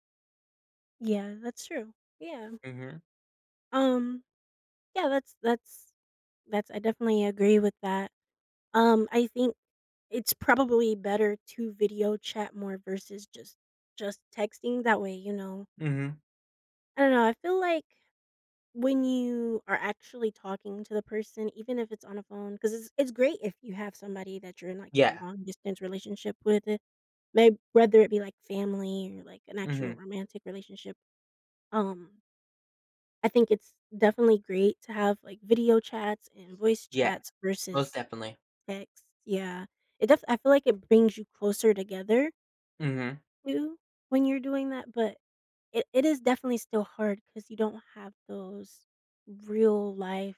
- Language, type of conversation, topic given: English, unstructured, How have smartphones changed the way we communicate?
- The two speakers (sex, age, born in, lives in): female, 30-34, United States, United States; male, 18-19, United States, United States
- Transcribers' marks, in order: none